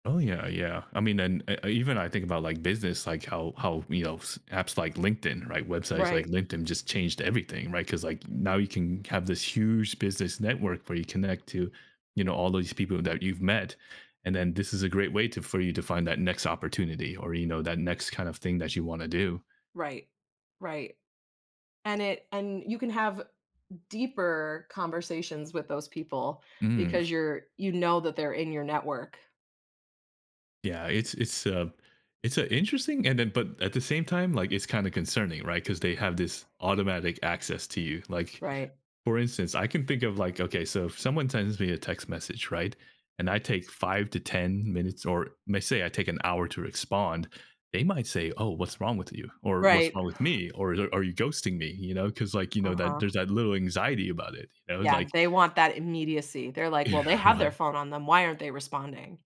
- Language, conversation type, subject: English, unstructured, In what ways has technology changed the way we build and maintain relationships?
- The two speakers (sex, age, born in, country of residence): female, 35-39, United States, United States; male, 40-44, United States, United States
- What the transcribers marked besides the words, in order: stressed: "huge"; tapping; other background noise; chuckle; laughing while speaking: "Right"